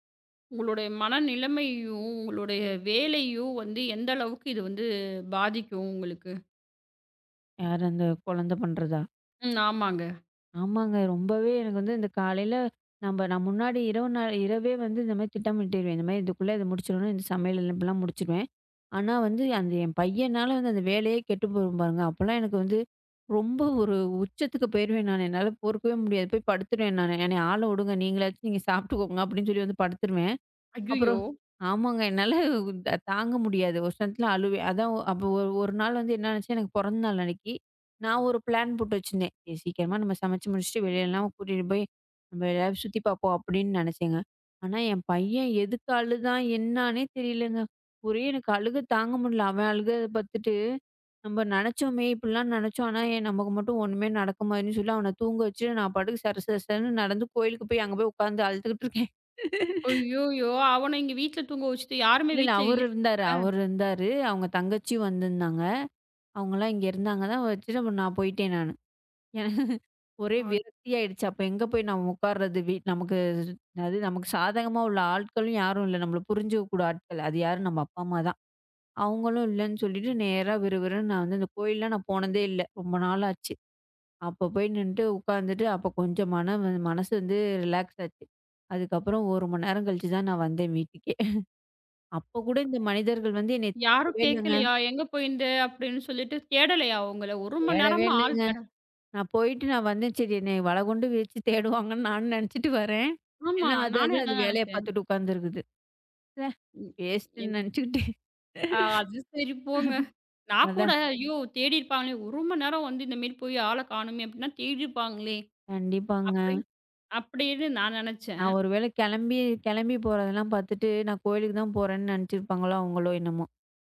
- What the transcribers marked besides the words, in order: laughing while speaking: "என்னால பொறுக்கவே"; laughing while speaking: "நீங்கச் சாப்பிட்டுக்கோங்க"; laughing while speaking: "ஆமாங்க. என்னால தாங்க முடியாது"; in English: "ப்ளேன்"; laugh; laugh; other noise; in English: "ரிலேக்ஸ்டு"; laughing while speaking: "கழிச்சு தான் நான் வந்தேன் வீட்டுக்கே"; laughing while speaking: "வலை கொண்டு வீசித் தேடுவாங்கன்னு"; laughing while speaking: "வேஸ்ட்டுன்னு நினைச்சுக்கிட்டேன்"; in English: "வேஸ்ட்டுன்னு"
- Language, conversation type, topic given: Tamil, podcast, உங்களுக்கு மிகவும் பயனுள்ளதாக இருக்கும் காலை வழக்கத்தை விவரிக்க முடியுமா?